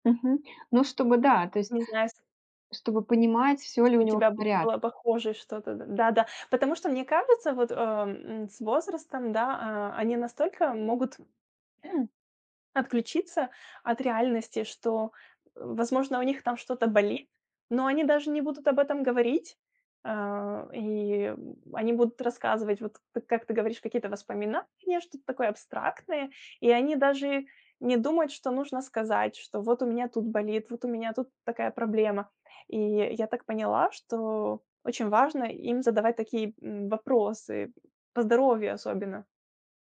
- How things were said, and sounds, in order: throat clearing
- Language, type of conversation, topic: Russian, podcast, Как вы поддерживаете связь с бабушками и дедушками?